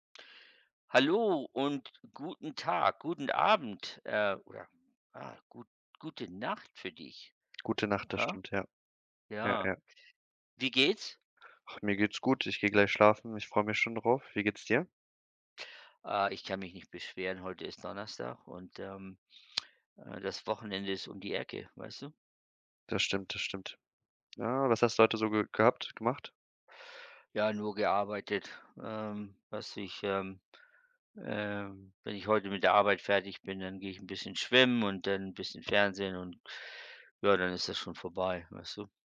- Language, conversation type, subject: German, unstructured, Was motiviert dich, deine Träume zu verfolgen?
- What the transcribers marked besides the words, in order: other background noise